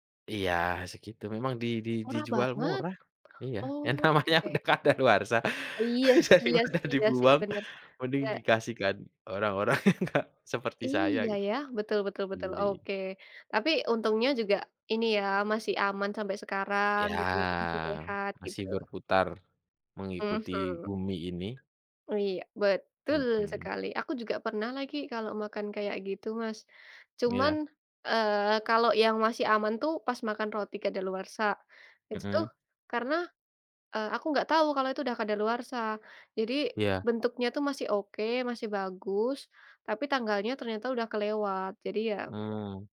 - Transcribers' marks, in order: laughing while speaking: "ya namanya udah kadaluwarsa daripada dibuang"; other background noise; laughing while speaking: "yang enggak"; tapping
- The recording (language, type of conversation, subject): Indonesian, unstructured, Bagaimana kamu menanggapi makanan kedaluwarsa yang masih dijual?